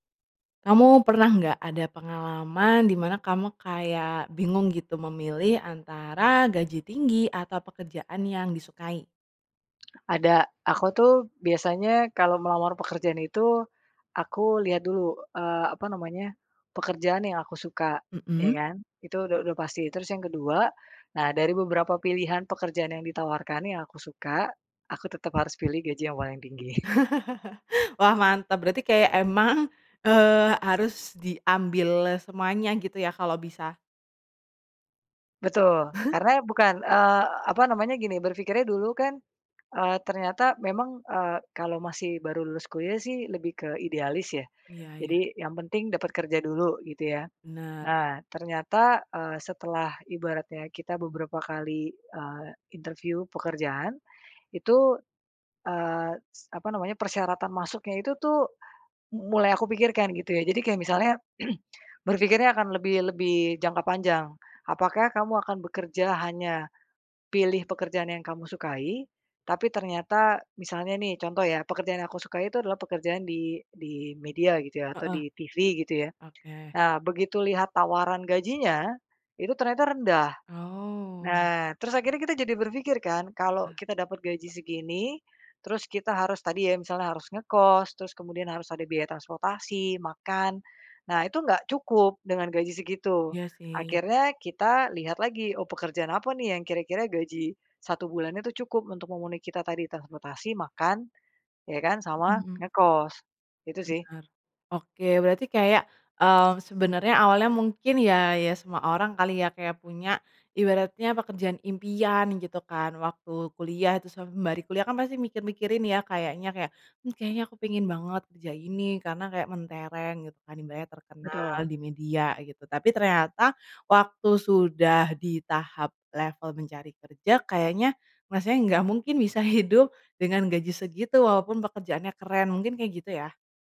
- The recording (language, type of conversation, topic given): Indonesian, podcast, Bagaimana kamu memilih antara gaji tinggi dan pekerjaan yang kamu sukai?
- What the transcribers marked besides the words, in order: tongue click; other background noise; laugh; laughing while speaking: "emang"; chuckle; throat clearing